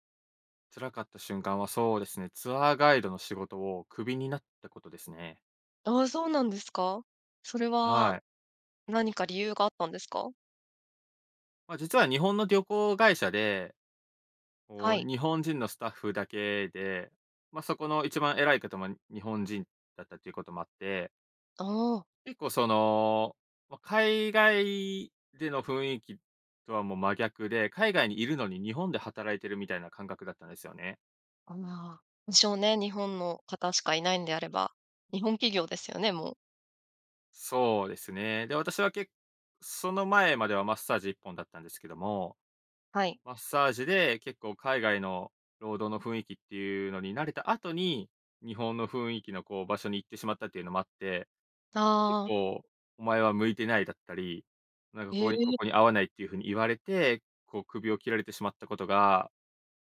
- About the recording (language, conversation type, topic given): Japanese, podcast, 初めて一人でやり遂げたことは何ですか？
- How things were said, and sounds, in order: none